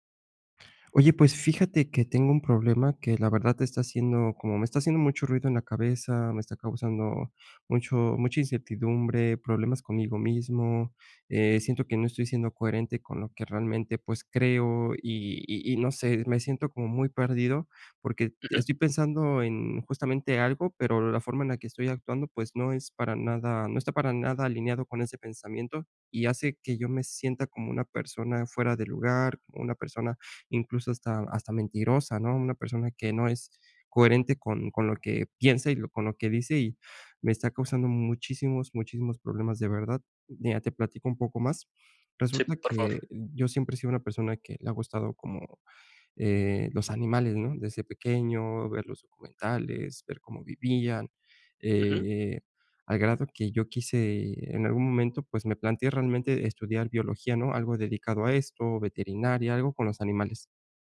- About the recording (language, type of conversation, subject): Spanish, advice, ¿Cómo puedo mantener coherencia entre mis acciones y mis creencias?
- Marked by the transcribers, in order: none